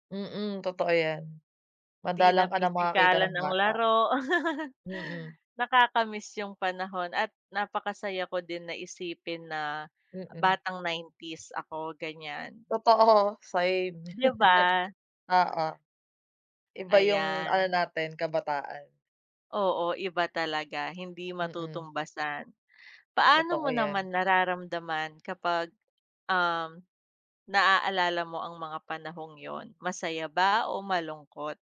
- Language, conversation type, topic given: Filipino, unstructured, Anong alaala ang madalas mong balikan kapag nag-iisa ka?
- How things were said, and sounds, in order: chuckle; laughing while speaking: "Totoo"; tapping; chuckle